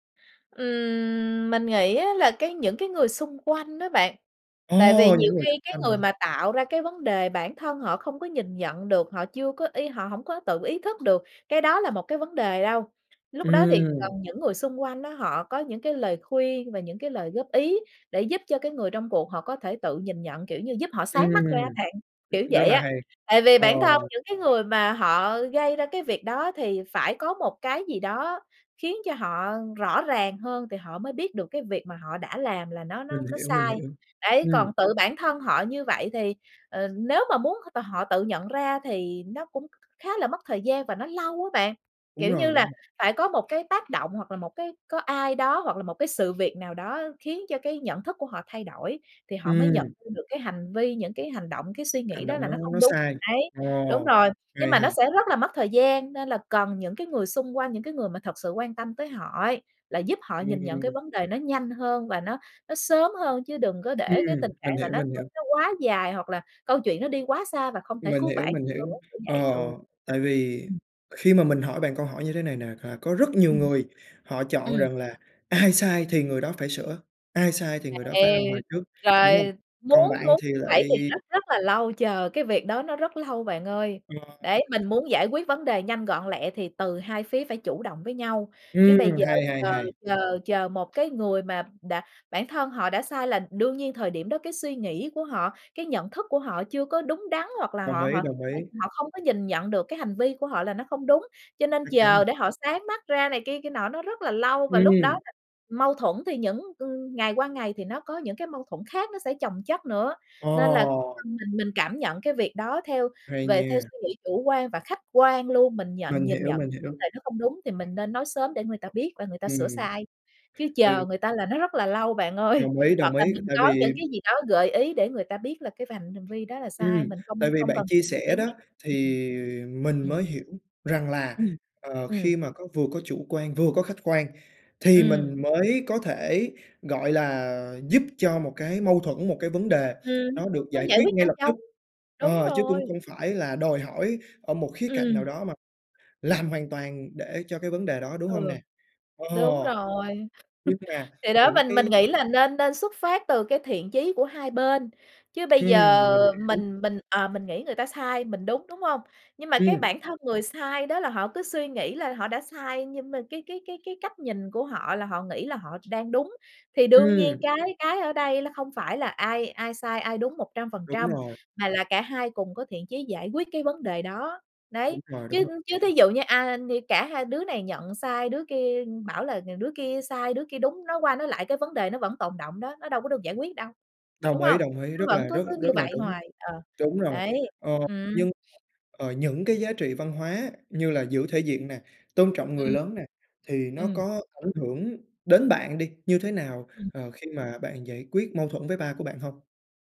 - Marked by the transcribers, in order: drawn out: "Ừm"; tapping; other noise; other background noise; laughing while speaking: "ơi"; unintelligible speech; chuckle
- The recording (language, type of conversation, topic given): Vietnamese, podcast, Gia đình bạn thường giải quyết mâu thuẫn ra sao?